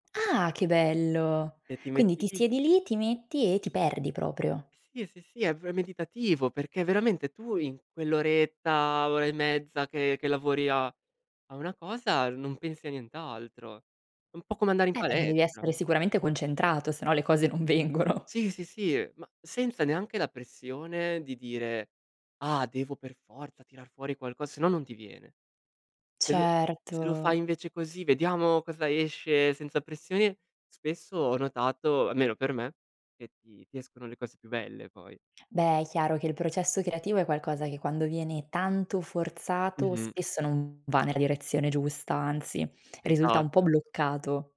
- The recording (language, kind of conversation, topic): Italian, podcast, Raccontami di un hobby che ti fa perdere la nozione del tempo
- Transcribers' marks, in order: laughing while speaking: "vengono"; drawn out: "Certo"